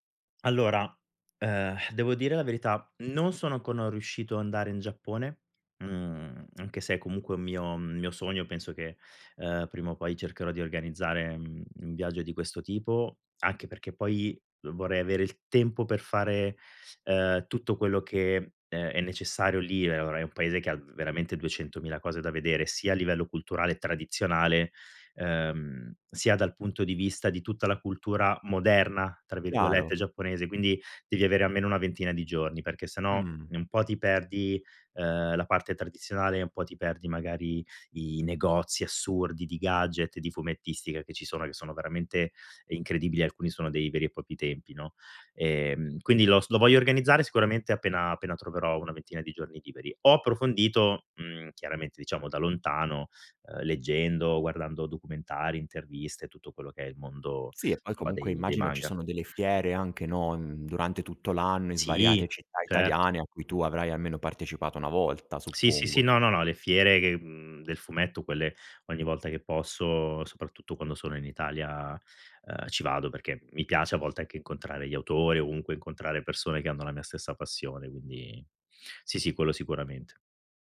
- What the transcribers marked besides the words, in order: "ancora" said as "ancorno"; "propri" said as "popi"; other background noise; tsk
- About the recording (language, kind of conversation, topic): Italian, podcast, Hai mai creato fumetti, storie o personaggi da piccolo?